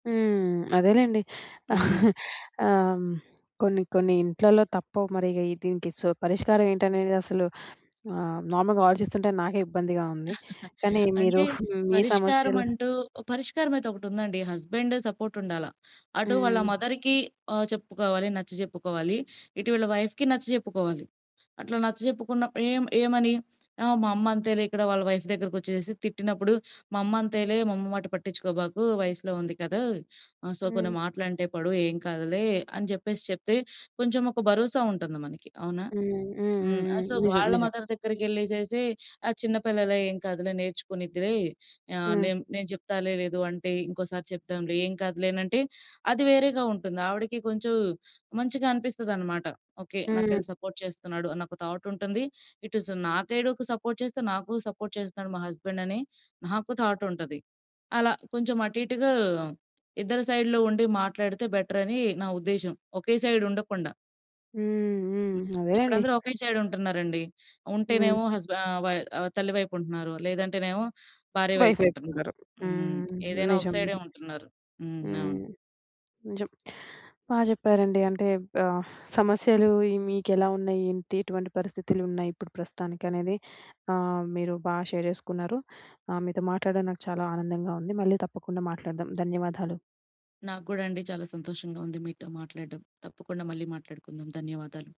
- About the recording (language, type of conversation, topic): Telugu, podcast, మామగారు లేదా అత్తగారితో సమస్యలు వస్తే వాటిని గౌరవంగా ఎలా పరిష్కరించాలి?
- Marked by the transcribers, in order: other background noise; chuckle; in English: "సో"; in English: "నార్మల్‌గా"; chuckle; in English: "హస్బెండ్ సపోర్ట్"; in English: "మదర్‌కి"; in English: "వైఫ్‌కి"; in English: "వైఫ్"; in English: "సో"; in English: "సో"; in English: "మదర్"; in English: "సపోర్ట్"; in English: "థాట్"; in English: "సపోర్ట్"; in English: "సపోర్ట్"; in English: "హస్బెండని"; in English: "థాట్"; in English: "సైడ్‌లో"; in English: "సైడ్"; in English: "సైడ్"; in English: "వైఫ్"; tapping; in English: "షేర్"